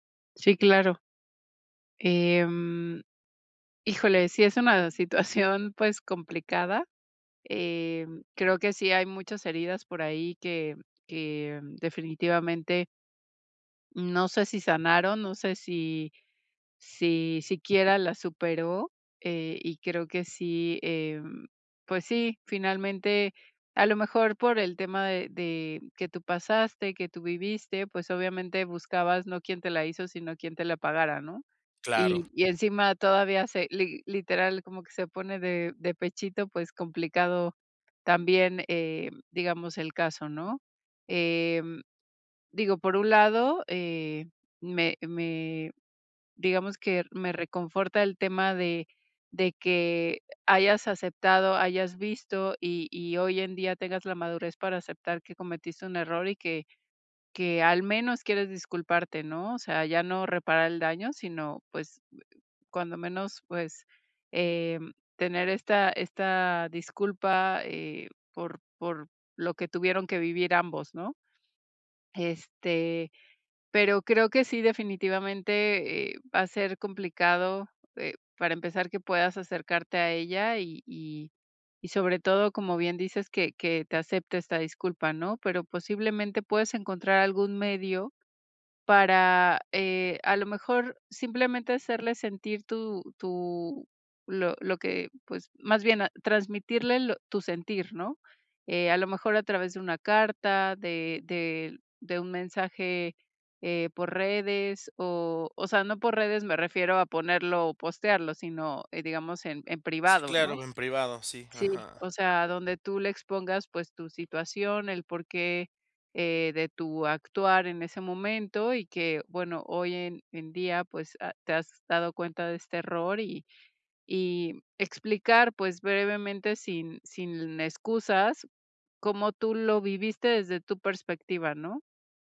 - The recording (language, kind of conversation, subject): Spanish, advice, ¿Cómo puedo disculparme correctamente después de cometer un error?
- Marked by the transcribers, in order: none